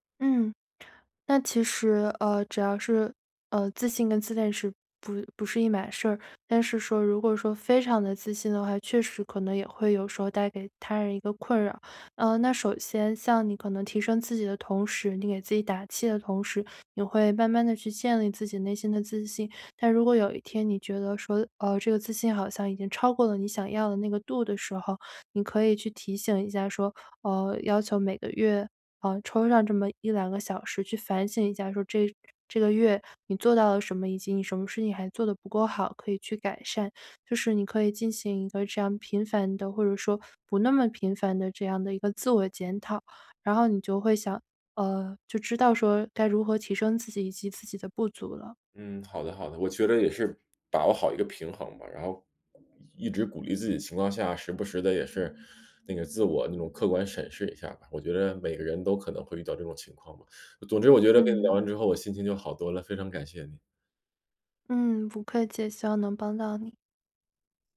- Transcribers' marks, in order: other background noise
- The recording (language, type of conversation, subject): Chinese, advice, 我该如何在恋爱关系中建立自信和自我价值感？